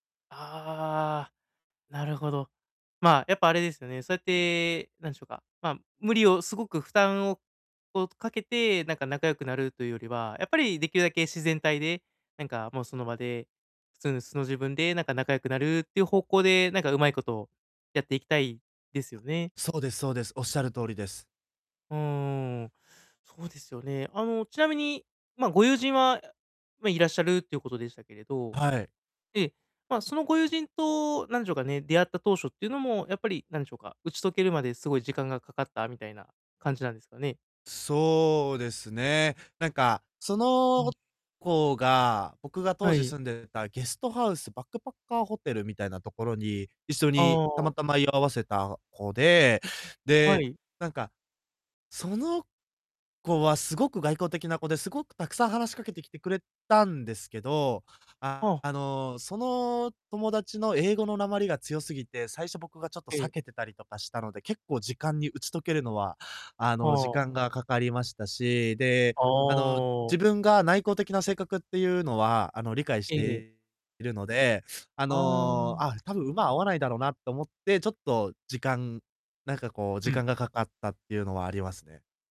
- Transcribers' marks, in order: distorted speech
- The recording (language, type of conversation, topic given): Japanese, advice, 友人のパーティーにいると居心地が悪いのですが、どうすればいいですか？